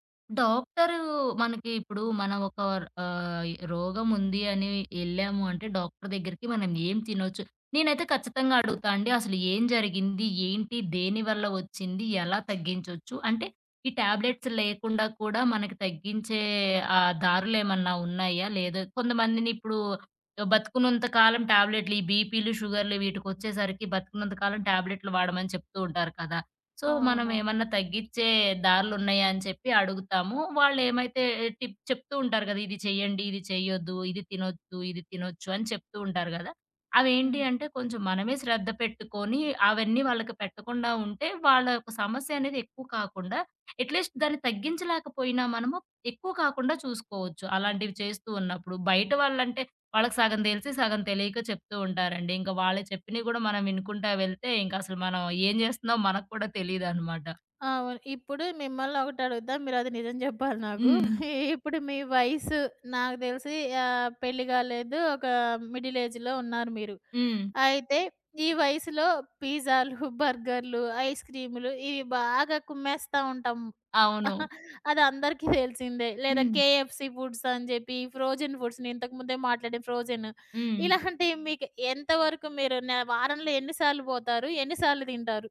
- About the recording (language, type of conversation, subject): Telugu, podcast, వయస్సు పెరిగేకొద్దీ మీ ఆహార రుచుల్లో ఏలాంటి మార్పులు వచ్చాయి?
- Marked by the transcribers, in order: other background noise; in English: "టాబ్లెట్స్"; in English: "ట్యాబ్లెట్‌లు"; in English: "సో"; in English: "టిప్"; in English: "అట్‌లీస్ట్"; chuckle; in English: "మిడిలేజ్‌లో"; chuckle; in English: "ఫ్రోజిన్ ఫుడ్స్‌ని"